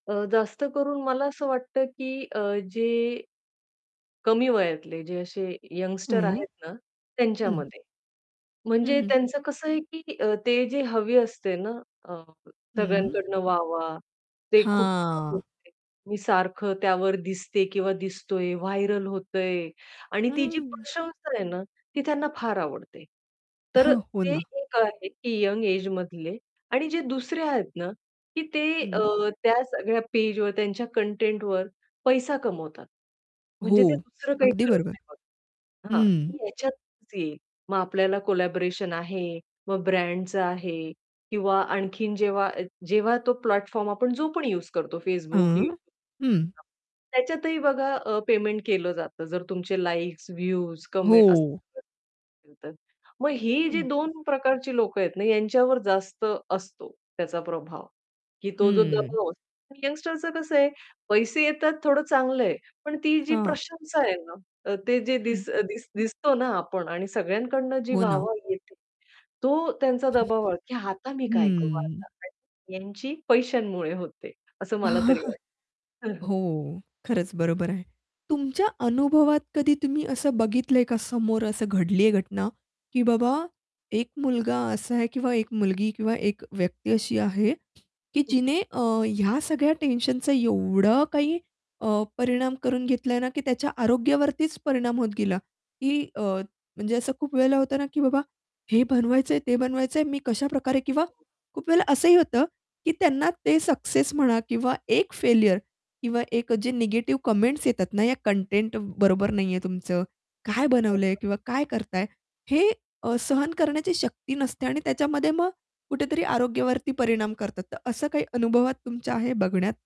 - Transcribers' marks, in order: static; in English: "यंगस्टर"; tapping; distorted speech; unintelligible speech; in English: "व्हायरल"; in English: "एज"; chuckle; in English: "कोलॅबोरेशन"; in English: "प्लॅटफॉर्म"; unintelligible speech; in English: "कमेंट्स"; in English: "यंगस्टरचं"; chuckle; chuckle; other background noise; in English: "कमेंट्स"; unintelligible speech
- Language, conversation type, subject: Marathi, podcast, कंटेंट तयार करण्याचा दबाव मानसिक आरोग्यावर कसा परिणाम करतो?
- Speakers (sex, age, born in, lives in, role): female, 30-34, India, India, host; female, 40-44, India, India, guest